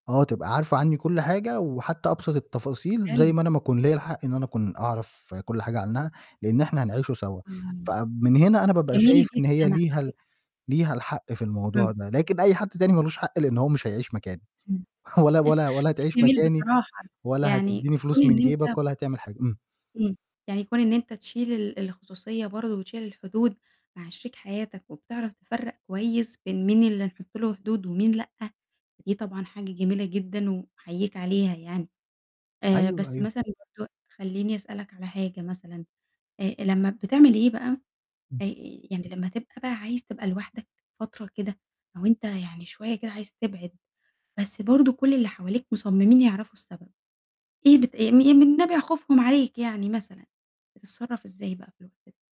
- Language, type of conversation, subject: Arabic, podcast, إزاي بتحافظ على خصوصيتك وسط العيلة؟
- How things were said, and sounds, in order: chuckle; distorted speech